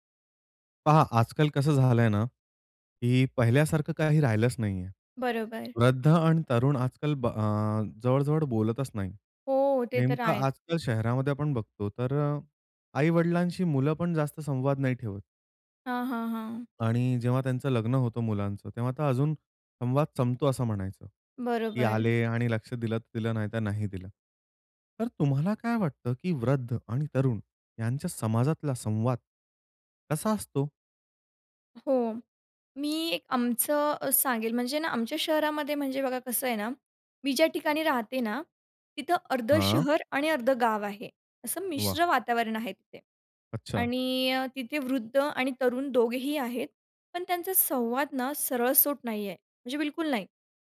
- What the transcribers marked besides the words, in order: tapping; horn
- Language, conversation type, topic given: Marathi, podcast, वृद्ध आणि तरुण यांचा समाजातील संवाद तुमच्या ठिकाणी कसा असतो?